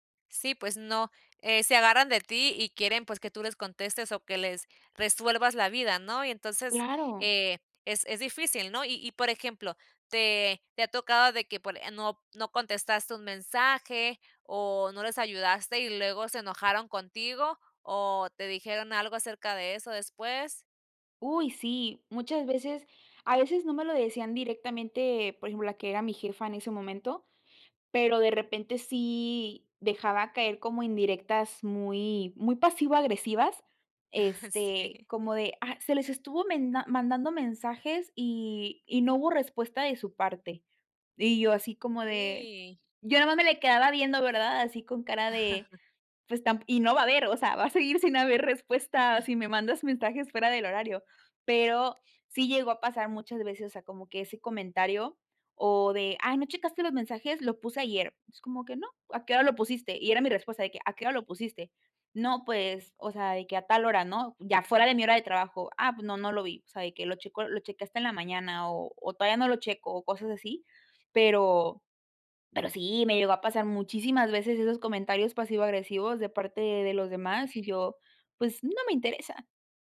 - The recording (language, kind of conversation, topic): Spanish, podcast, ¿Cómo pones límites al trabajo fuera del horario?
- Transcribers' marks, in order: laughing while speaking: "Sí"; chuckle; chuckle